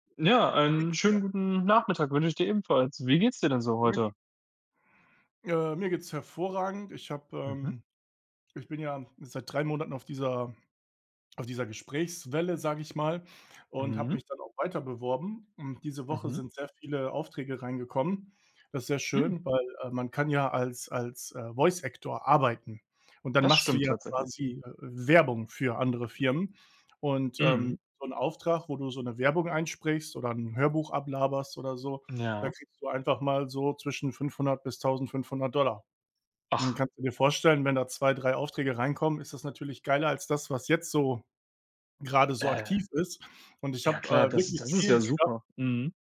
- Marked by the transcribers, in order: unintelligible speech; other background noise; in English: "Voice Actor"
- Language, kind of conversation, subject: German, unstructured, Was nervt dich an der Werbung am meisten?